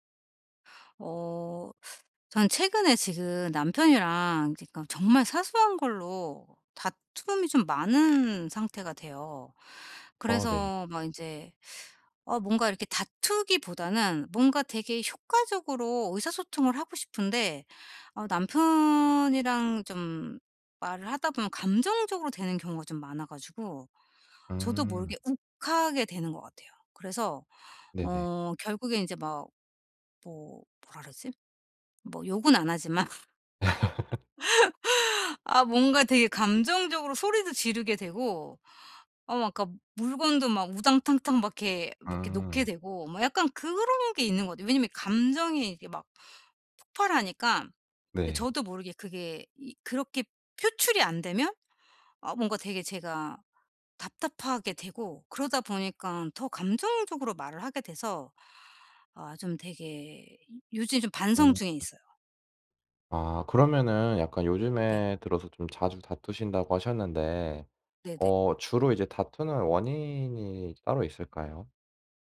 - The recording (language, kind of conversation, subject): Korean, advice, 다투는 상황에서 더 효과적으로 소통하려면 어떻게 해야 하나요?
- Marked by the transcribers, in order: other background noise; laugh; laugh